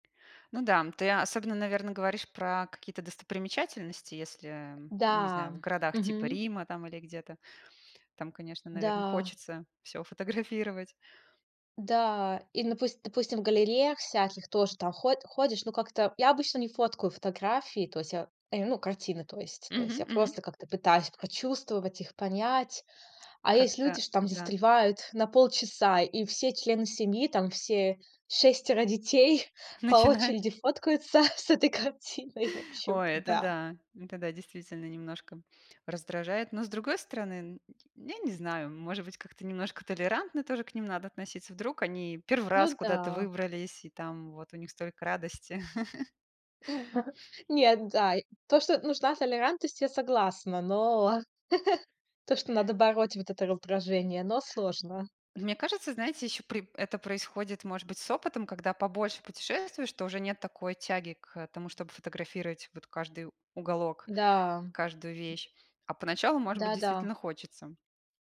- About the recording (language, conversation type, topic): Russian, unstructured, Что вас больше всего раздражает в туристах?
- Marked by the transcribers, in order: tapping; laughing while speaking: "фотографировать"; other background noise; background speech; chuckle; laughing while speaking: "фоткаются с этой картиной"; chuckle; chuckle